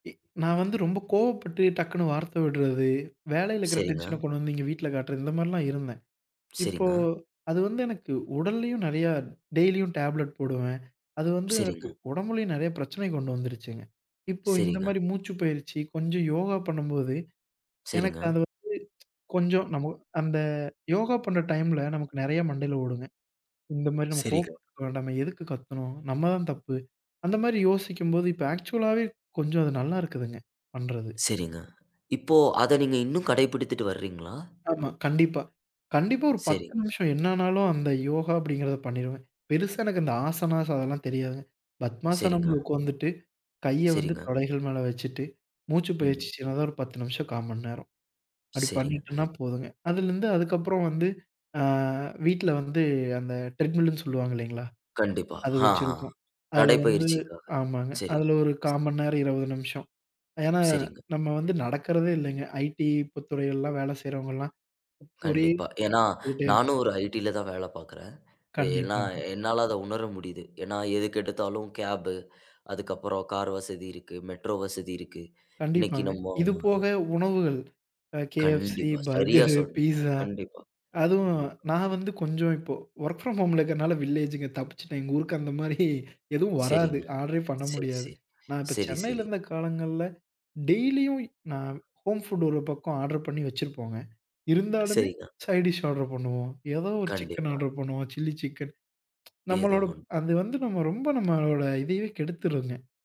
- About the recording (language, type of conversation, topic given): Tamil, podcast, காலையில் கிடைக்கும் ஒரு மணி நேரத்தை நீங்கள் எப்படிப் பயனுள்ளதாகச் செலவிடுவீர்கள்?
- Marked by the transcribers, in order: in English: "டென்ஷன"; in English: "டெய்லியும் டேப்லெட்"; tsk; in English: "ஆக்சுவலாவே"; drawn out: "அ"; in English: "ட்ரெடில்ன்னு"; "ட்ரெட்மில்னு" said as "ட்ரெடில்ன்னு"; in English: "கேப்ஹு"; in English: "மெட்ரோ"; in English: "KFC, பர்கரு, பீஸ்ஸா"; laughing while speaking: "பர்கரு"; in English: "ஒர்க் ஃப்ரம் ஹோம்ல"; laughing while speaking: "அந்த மாரி"; in English: "ஆடரே"; in English: "ஹோம் ஃபுட்"; in English: "ஆர்டர்"; in English: "சைட் டிஷ் ஆர்டர்"; in English: "சிக்கன் ஆர்டர்"; in English: "சில்லி சிக்கன்"; tsk